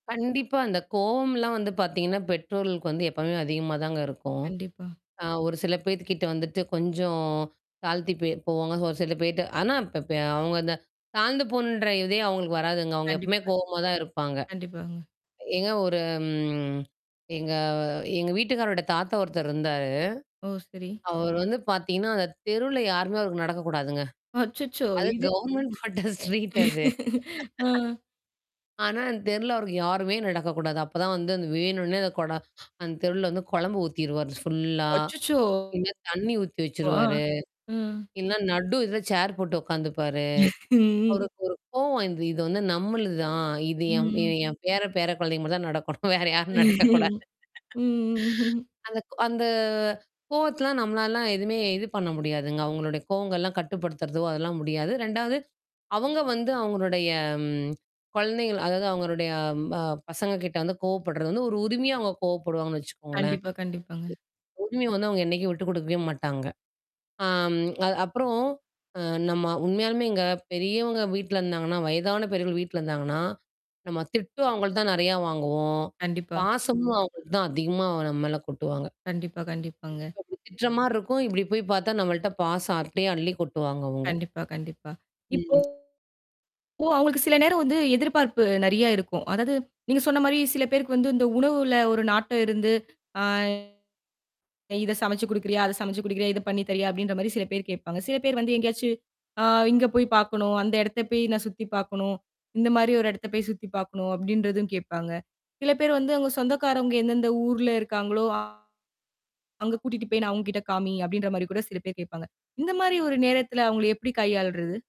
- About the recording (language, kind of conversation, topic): Tamil, podcast, வயதான பெற்றோர்களின் பராமரிப்பு குறித்த எதிர்பார்ப்புகளை நீங்கள் எப்படிக் கையாள்வீர்கள்?
- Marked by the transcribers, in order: tapping; static; distorted speech; laughing while speaking: "போட்ட ஸ்ட்ரீட் அது"; laugh; other background noise; laugh; laughing while speaking: "வேற யாரும் நடக்கக்கூடாது"; laugh; chuckle; other noise; unintelligible speech; unintelligible speech